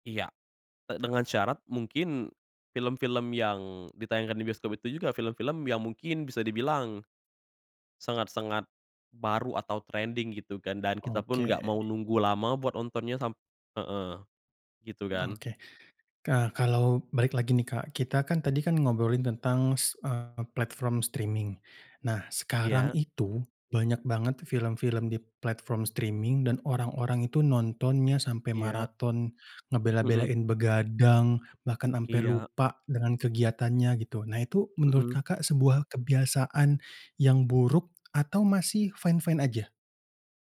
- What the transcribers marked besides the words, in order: tapping; in English: "streaming"; in English: "streaming"; in English: "fine-fine"
- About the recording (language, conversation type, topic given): Indonesian, podcast, Bagaimana layanan streaming mengubah kebiasaan menonton orang?